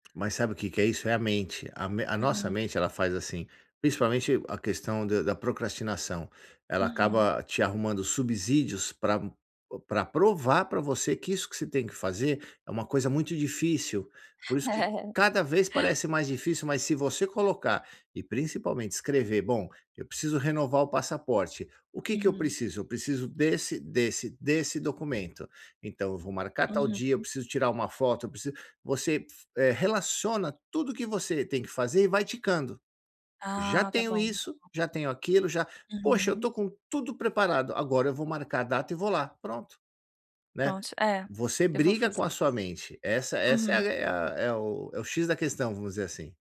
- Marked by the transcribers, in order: tapping; chuckle; other background noise
- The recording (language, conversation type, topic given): Portuguese, advice, Como posso me manter motivado(a) para fazer práticas curtas todos os dias?